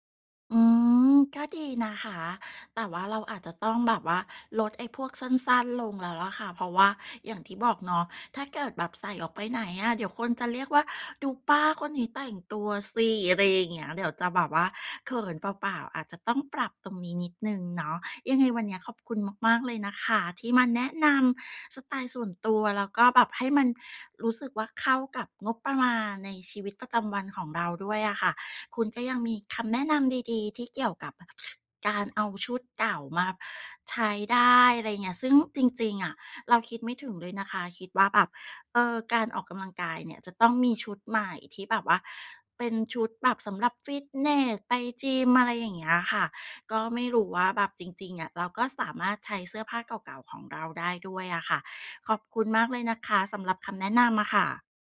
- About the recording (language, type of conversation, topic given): Thai, advice, จะเริ่มหาสไตล์ส่วนตัวที่เหมาะกับชีวิตประจำวันและงบประมาณของคุณได้อย่างไร?
- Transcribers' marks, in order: none